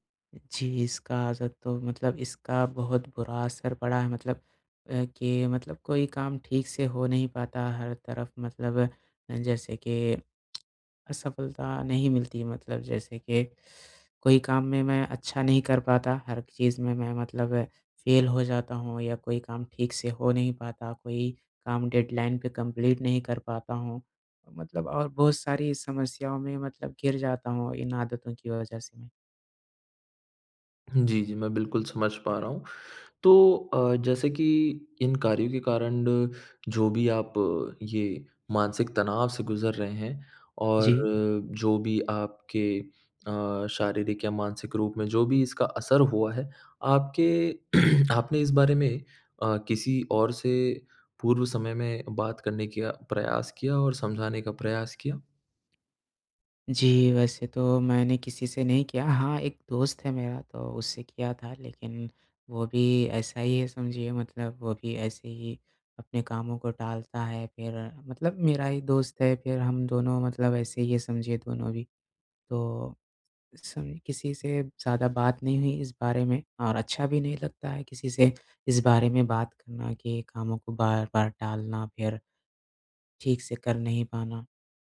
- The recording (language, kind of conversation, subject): Hindi, advice, आप काम बार-बार क्यों टालते हैं और आखिरी मिनट में होने वाले तनाव से कैसे निपटते हैं?
- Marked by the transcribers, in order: tongue click; in English: "फ़ेल"; in English: "डेडलाइन"; in English: "कम्प्लीट"; throat clearing